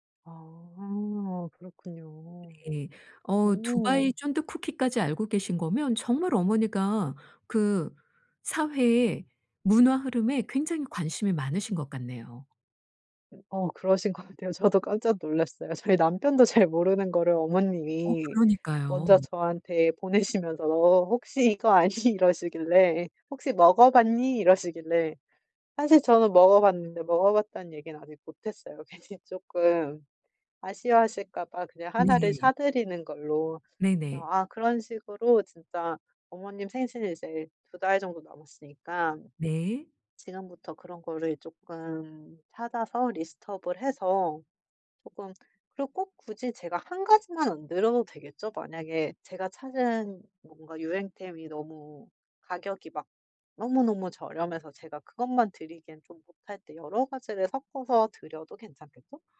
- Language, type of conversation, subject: Korean, advice, 선물을 뭘 사야 할지 전혀 모르겠는데, 아이디어를 좀 도와주실 수 있나요?
- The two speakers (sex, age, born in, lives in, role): female, 35-39, United States, United States, user; female, 55-59, South Korea, South Korea, advisor
- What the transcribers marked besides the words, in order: laughing while speaking: "것 같아요. 저도 깜짝 놀랐어요. 저희 남편도 잘"; laughing while speaking: "보내시면서 혹시 이거 아니?"; laughing while speaking: "괜히"